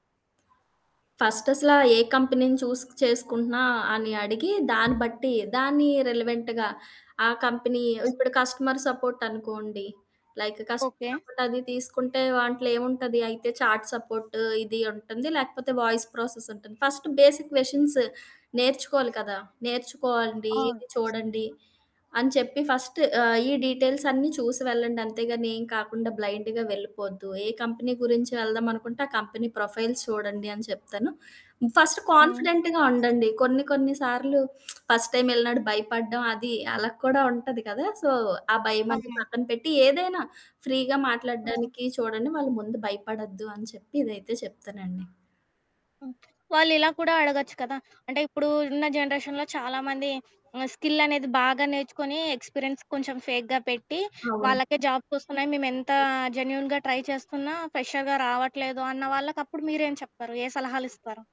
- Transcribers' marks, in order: other background noise; static; in English: "ఫస్ట్"; in English: "కంపెనీని చూజ్"; in English: "రిలవెంట్‌గా"; in English: "కంపెనీ"; in English: "కస్టమర్ సపోర్ట్"; in English: "లైక్ కస్టమర్ సపోర్ట్"; in English: "చాట్"; in English: "వాయిస్ ప్రాసెస్"; in English: "ఫ‌స్ట్ బేసిక్ క్వషన్స్"; in English: "ఫస్ట్"; in English: "డీటెయిల్స్"; in English: "బ్లైండ్‌గా"; in English: "కంపెనీ"; in English: "కంపెనీ ప్రొఫైల్స్"; in English: "ఫస్ట్ కాన్ఫిడెంట్‌గా"; lip smack; in English: "ఫస్ట్ టైమ్"; in English: "సో"; in English: "ఫ్రీగా"; in English: "జనరేషన్‌లో"; in English: "స్కిల్"; in English: "ఎక్స్పీరియన్స్"; in English: "ఫేక్‌గా"; in English: "జాబ్స్"; in English: "జెన్యూన్‌గా ట్రై"; in English: "ఫ్రెషర్‌గా"
- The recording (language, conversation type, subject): Telugu, podcast, ఇంటర్వ్యూకి మీరు ఎలా సిద్ధం అవుతారు?